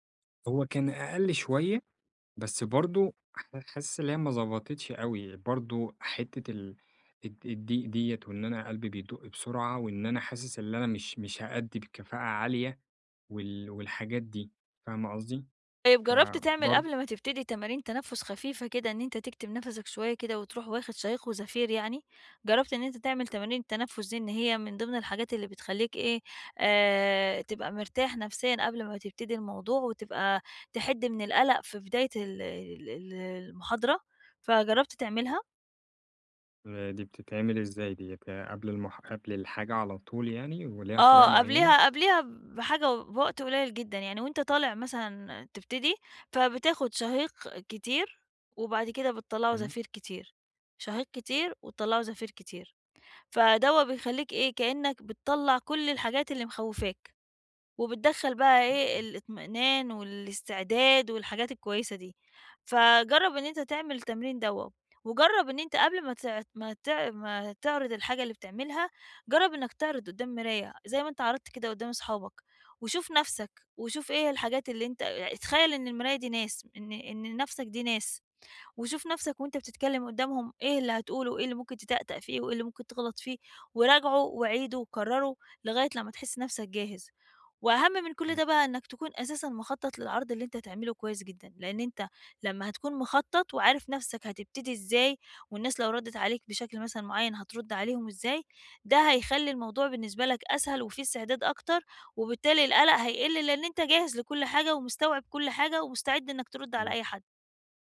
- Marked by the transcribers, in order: other background noise; tapping
- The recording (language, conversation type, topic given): Arabic, advice, إزاي أهدّي نفسي بسرعة لما تبدأ عندي أعراض القلق؟